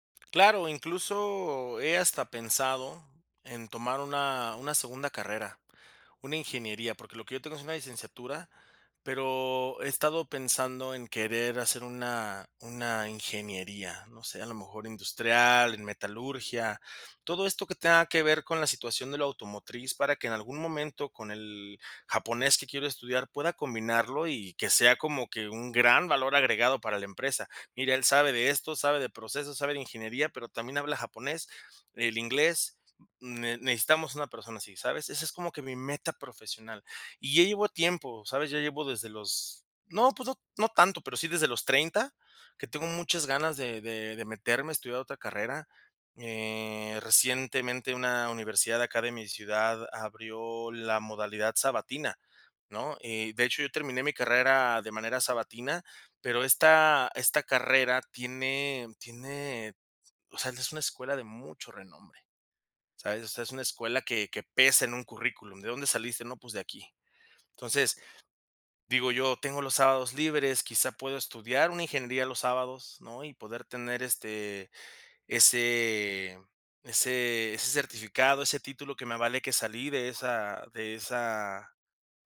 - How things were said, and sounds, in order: none
- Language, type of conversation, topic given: Spanish, advice, ¿Cómo puedo aclarar mis metas profesionales y saber por dónde empezar?